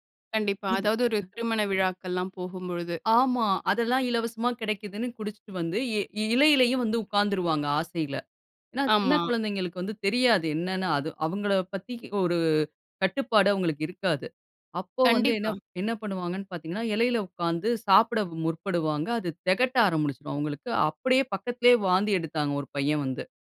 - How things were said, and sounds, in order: none
- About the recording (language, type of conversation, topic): Tamil, podcast, பிள்ளைகளுக்கு முதலில் எந்த மதிப்புகளை கற்றுக்கொடுக்க வேண்டும்?